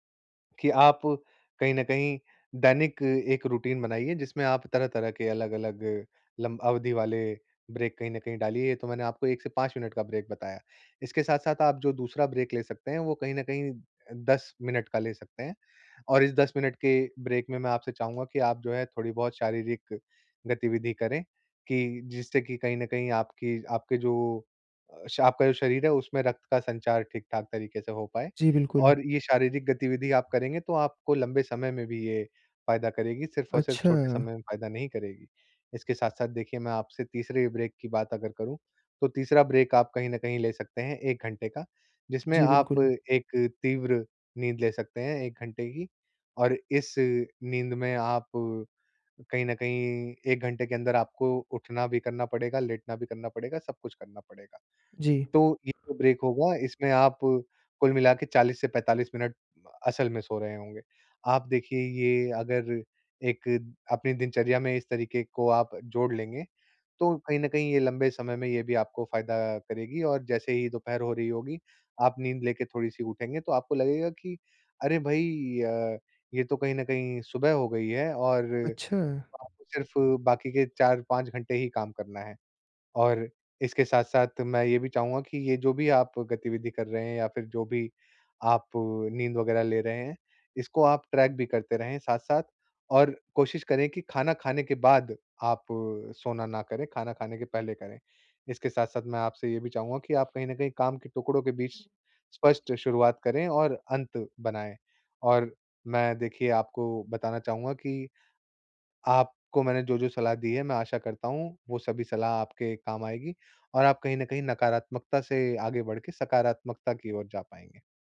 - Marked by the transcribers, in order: in English: "रूटीन"; in English: "ब्रेक"; in English: "ब्रेक"; in English: "ब्रेक"; in English: "ब्रेक"; in English: "ब्रेक"; in English: "ब्रेक"; in English: "ब्रेक"; in English: "ट्रैक"
- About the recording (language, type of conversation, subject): Hindi, advice, व्यस्तता में काम के बीच छोटे-छोटे सचेत विराम कैसे जोड़ूँ?